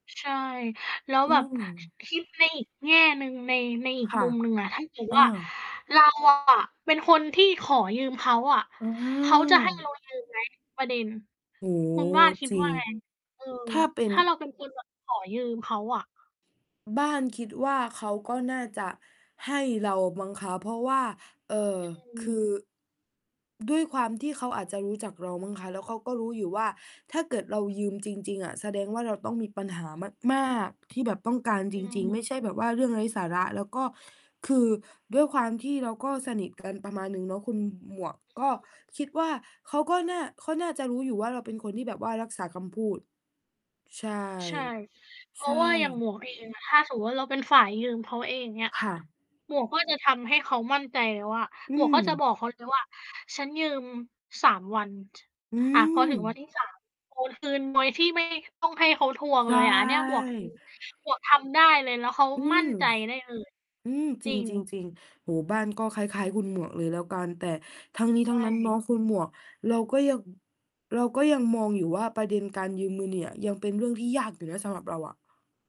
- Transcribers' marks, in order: distorted speech; mechanical hum
- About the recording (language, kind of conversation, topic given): Thai, unstructured, คุณคิดอย่างไรเมื่อเพื่อนมาขอยืมเงินแต่ไม่คืน?